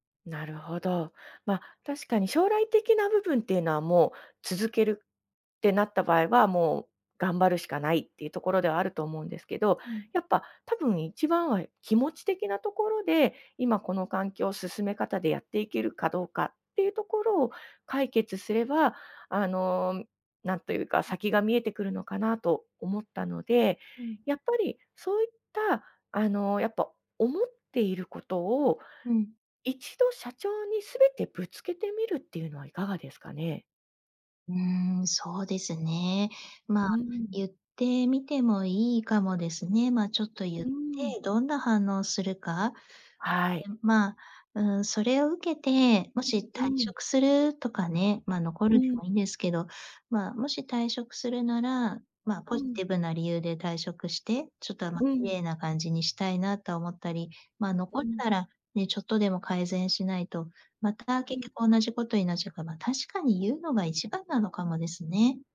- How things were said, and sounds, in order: other noise
- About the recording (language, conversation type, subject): Japanese, advice, 退職すべきか続けるべきか決められず悩んでいる